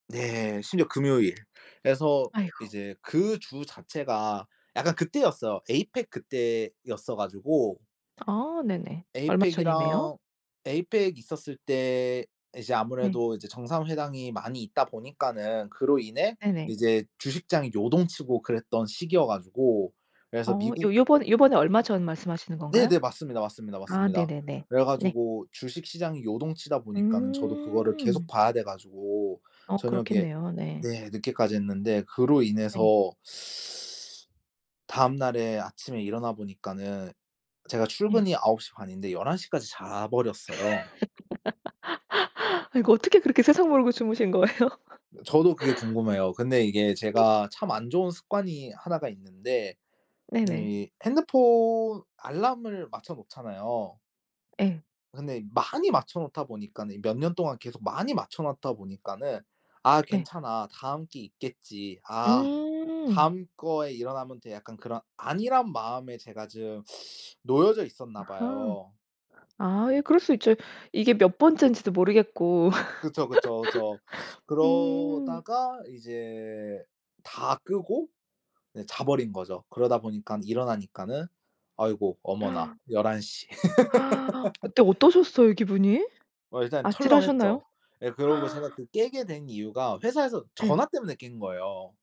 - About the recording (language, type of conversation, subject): Korean, podcast, 작은 습관 하나가 삶을 바꾼 적이 있나요?
- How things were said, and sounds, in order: tapping; "정상회담이" said as "정상회당이"; teeth sucking; laugh; other background noise; laughing while speaking: "거예요?"; laugh; teeth sucking; laugh; gasp; laugh; gasp